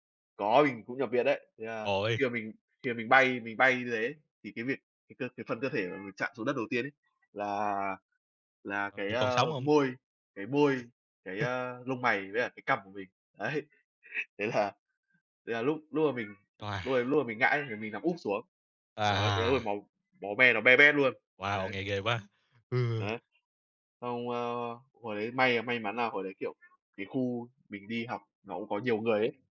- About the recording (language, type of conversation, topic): Vietnamese, unstructured, Bạn cảm thấy thế nào khi người khác không tuân thủ luật giao thông?
- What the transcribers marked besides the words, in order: tapping; horn; chuckle; laughing while speaking: "đấy. Thế là"; background speech; other background noise